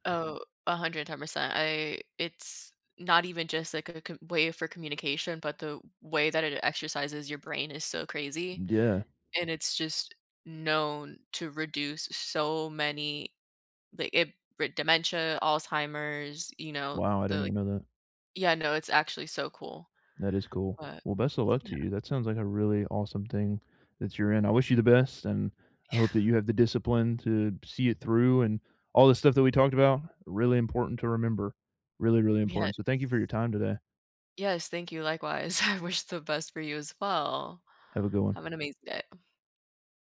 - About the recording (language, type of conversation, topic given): English, unstructured, How do I stay patient yet proactive when change is slow?
- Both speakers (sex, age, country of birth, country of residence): female, 20-24, Dominican Republic, United States; male, 20-24, United States, United States
- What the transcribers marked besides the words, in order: other background noise; laughing while speaking: "I wish"